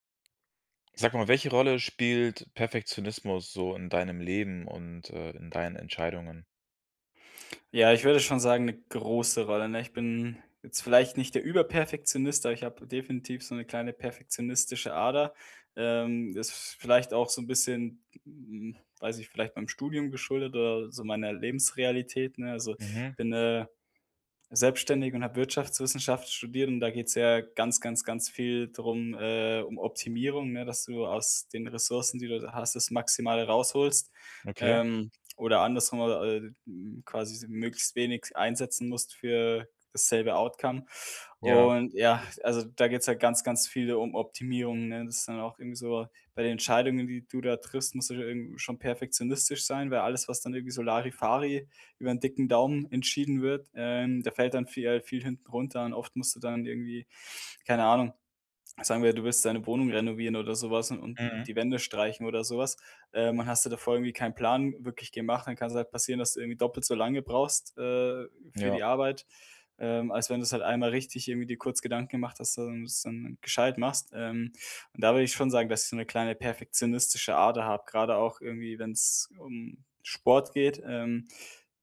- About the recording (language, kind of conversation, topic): German, podcast, Welche Rolle spielt Perfektionismus bei deinen Entscheidungen?
- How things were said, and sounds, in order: none